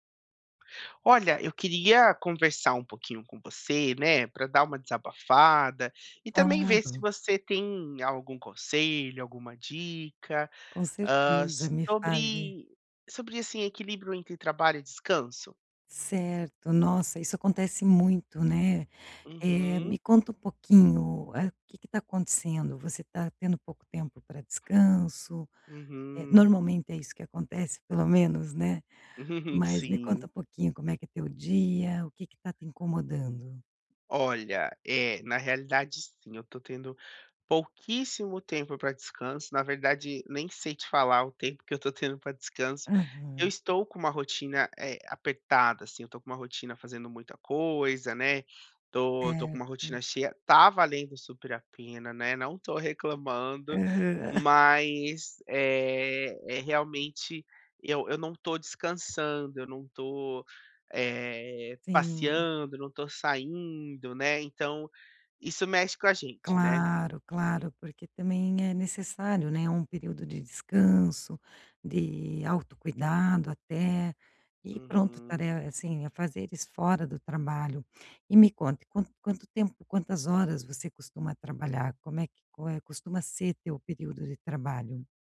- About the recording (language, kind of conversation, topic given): Portuguese, advice, Como posso reequilibrar melhor meu trabalho e meu descanso?
- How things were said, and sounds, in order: tapping; other background noise; laugh; unintelligible speech